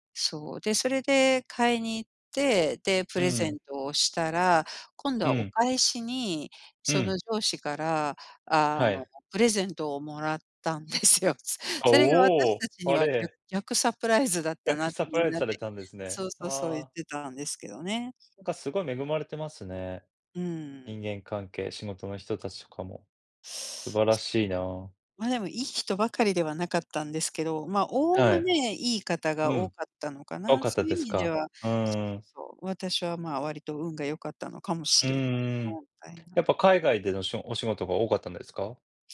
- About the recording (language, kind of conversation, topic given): Japanese, unstructured, 仕事中に経験した、嬉しいサプライズは何ですか？
- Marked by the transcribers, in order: laughing while speaking: "もらったんですよ"; other noise